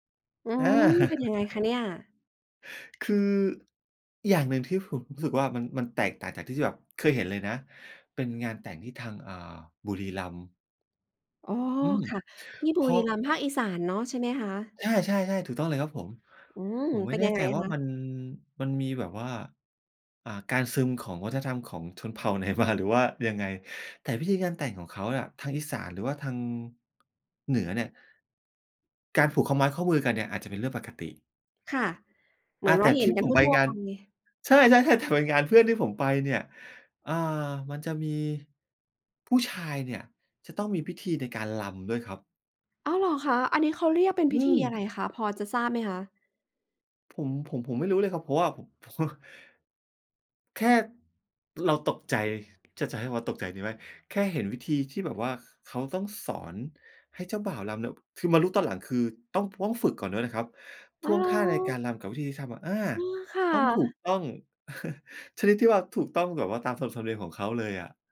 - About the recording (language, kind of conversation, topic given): Thai, podcast, เคยไปร่วมพิธีท้องถิ่นไหม และรู้สึกอย่างไรบ้าง?
- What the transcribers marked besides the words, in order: laugh; tapping; laughing while speaking: "ไหนมา"; other background noise; laughing while speaking: "แต่"; laughing while speaking: "เพราะว่า"; chuckle